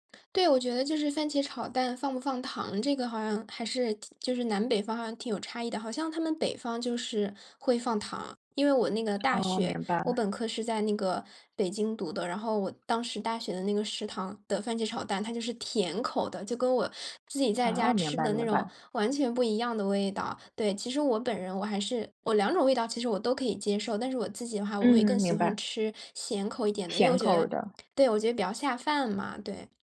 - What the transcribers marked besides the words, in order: tapping
- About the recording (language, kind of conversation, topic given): Chinese, podcast, 你有没有一道怎么做都不会失败的快手暖心家常菜谱，可以分享一下吗？